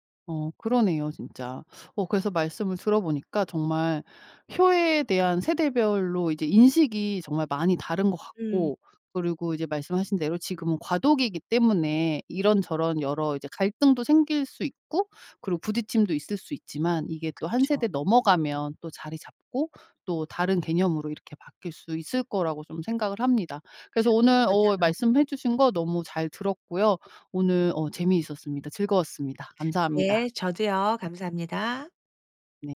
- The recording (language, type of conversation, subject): Korean, podcast, 세대에 따라 ‘효’를 어떻게 다르게 느끼시나요?
- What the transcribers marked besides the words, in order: teeth sucking; other background noise